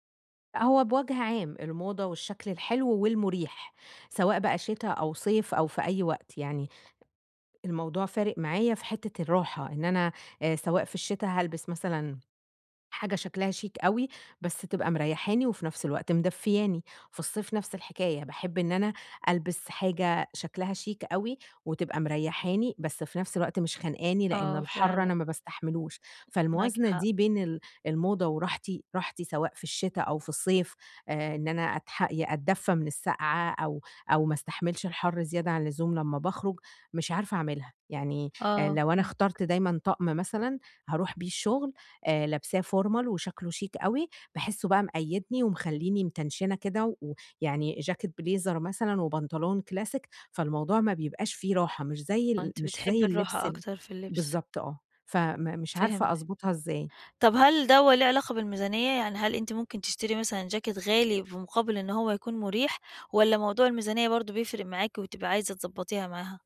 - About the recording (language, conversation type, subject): Arabic, advice, إزاي أوازن بين الأناقة والراحة في لبسي اليومي؟
- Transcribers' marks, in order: tapping; in English: "formal"; in English: "بليزر"; in English: "كلاسيك"